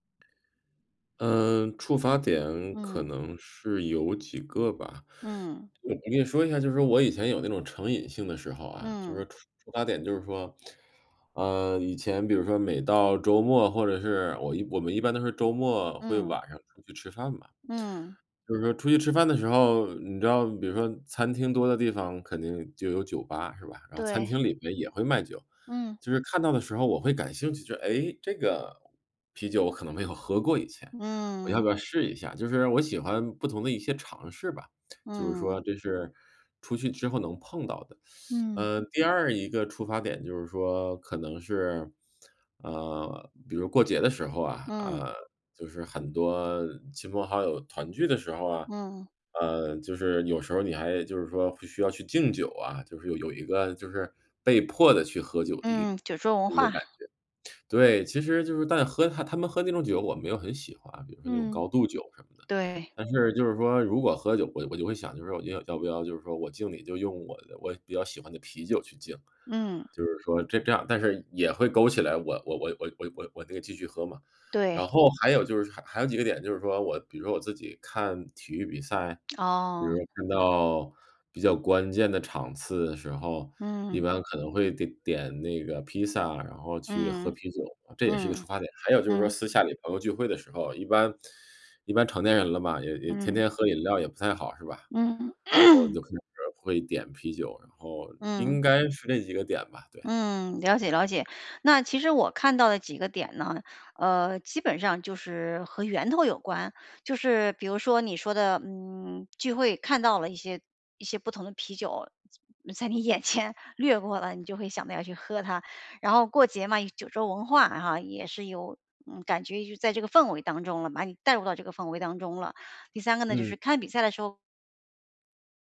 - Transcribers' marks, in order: other background noise; teeth sucking; other noise; "得" said as "就"; throat clearing; "眼 前" said as "眼千"
- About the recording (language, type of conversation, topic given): Chinese, advice, 我该如何找出让自己反复养成坏习惯的触发点？